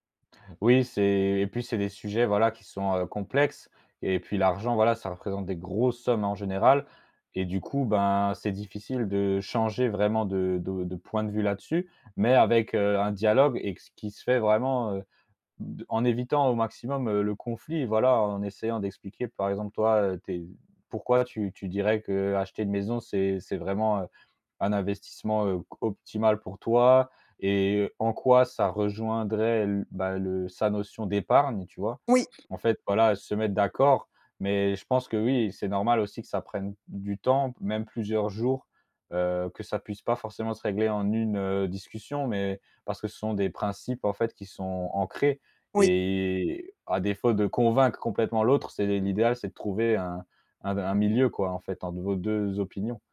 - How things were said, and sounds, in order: stressed: "grosses"; other background noise; drawn out: "et"
- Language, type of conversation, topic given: French, advice, Pourquoi vous disputez-vous souvent à propos de l’argent dans votre couple ?